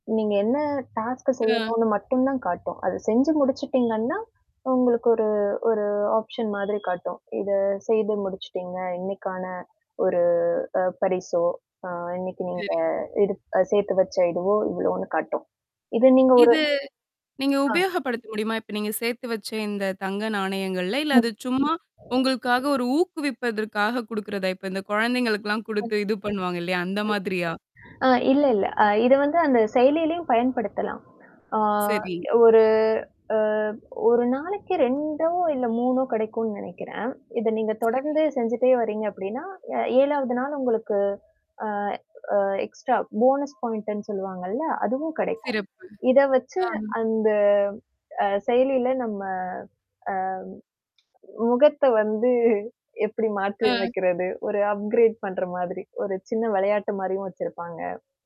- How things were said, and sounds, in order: static; in English: "டாஸ்க்"; distorted speech; background speech; horn; in English: "ஆப்ஷன்"; drawn out: "ஒரு"; other noise; unintelligible speech; drawn out: "ஒரு"; in English: "எக்ஸ்ட்ரா போனஸ் பாயிண்ட்ன்னு"; other background noise; drawn out: "அந்த"; tapping; laughing while speaking: "வந்து எப்படி மாற்றிமைக்கிறது?"; in English: "அப்கிரேட்"
- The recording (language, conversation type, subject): Tamil, podcast, உங்களுக்கு அதிகம் உதவிய உற்பத்தித் திறன் செயலிகள் எவை என்று சொல்ல முடியுமா?